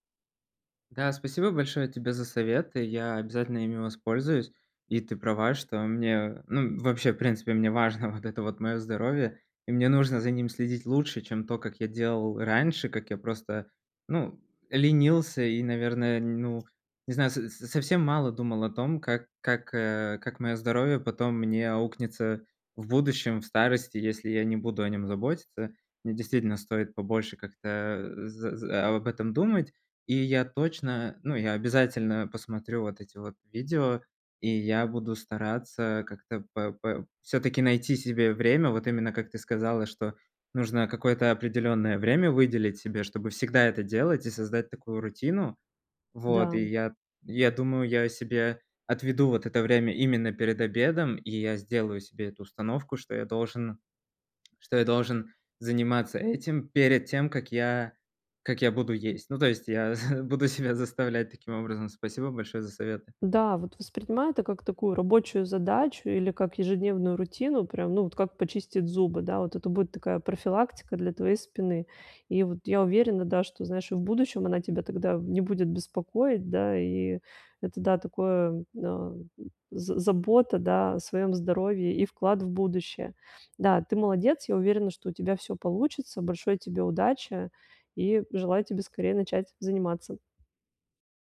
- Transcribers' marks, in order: tapping; laughing while speaking: "буду себя заставлять"; other background noise
- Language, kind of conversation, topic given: Russian, advice, Как выработать долгосрочную привычку регулярно заниматься физическими упражнениями?
- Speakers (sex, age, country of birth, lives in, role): female, 40-44, Russia, Italy, advisor; male, 30-34, Latvia, Poland, user